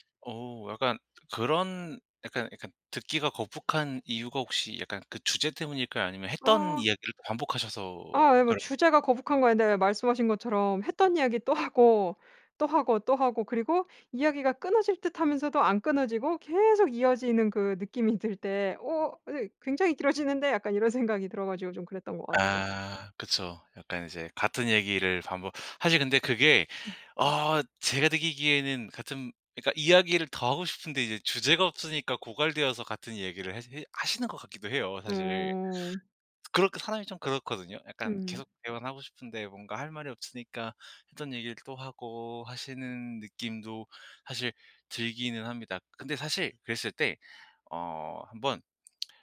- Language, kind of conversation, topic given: Korean, advice, 사적 시간을 실용적으로 보호하려면 어디서부터 어떻게 시작하면 좋을까요?
- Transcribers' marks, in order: tapping